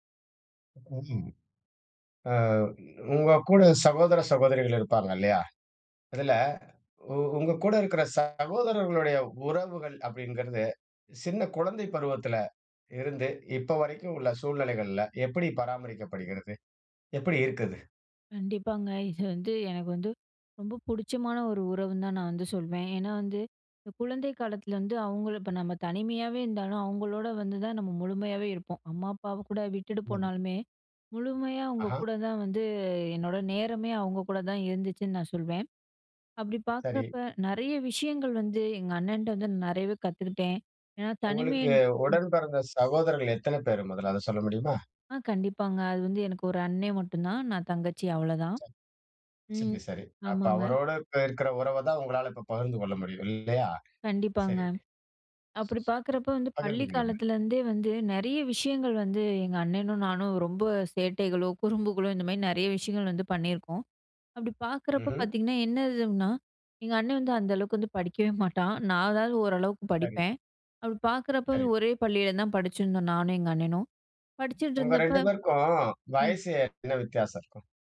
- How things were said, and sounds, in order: chuckle; horn; other noise; chuckle; chuckle
- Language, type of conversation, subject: Tamil, podcast, சகோதரர்களுடன் உங்கள் உறவு எப்படி இருந்தது?